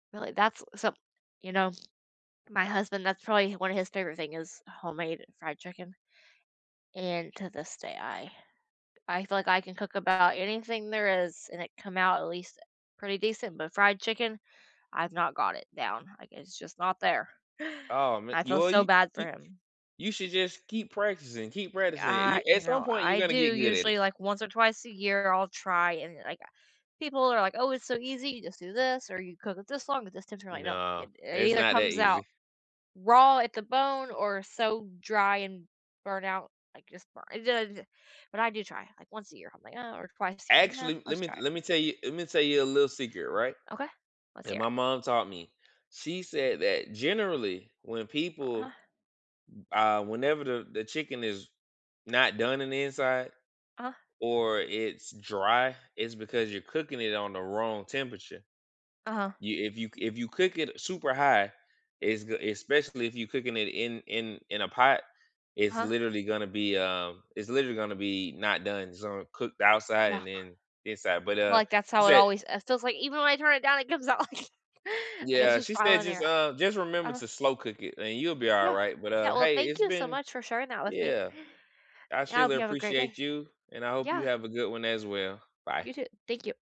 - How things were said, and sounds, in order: other background noise; unintelligible speech; laughing while speaking: "comes out like"
- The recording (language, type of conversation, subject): English, unstructured, Which meal feels most like home for you, and what memories, people, and traditions are behind it?